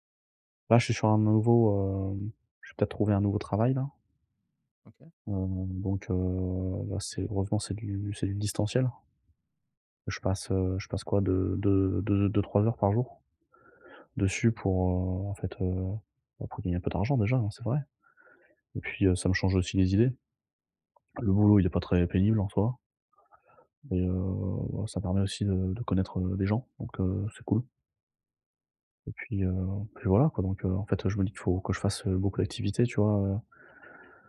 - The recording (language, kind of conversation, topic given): French, advice, Comment décrirais-tu ta rupture récente et pourquoi as-tu du mal à aller de l’avant ?
- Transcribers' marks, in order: none